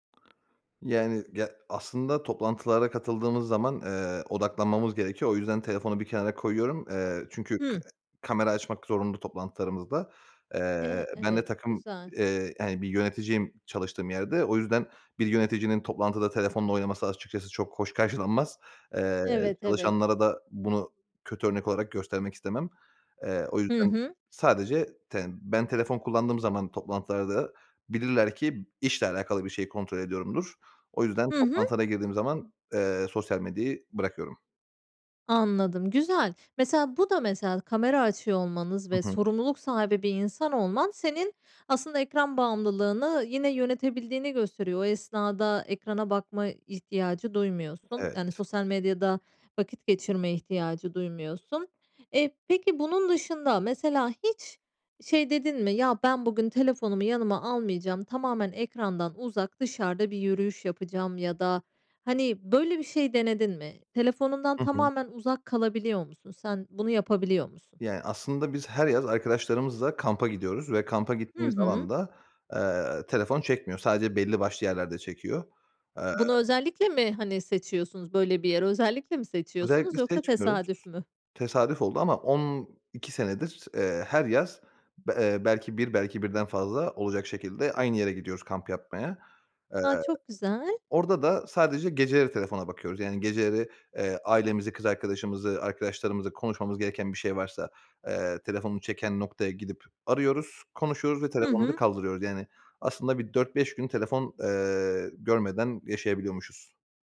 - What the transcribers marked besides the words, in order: tapping; other background noise
- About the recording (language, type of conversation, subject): Turkish, podcast, Ekran bağımlılığıyla baş etmek için ne yaparsın?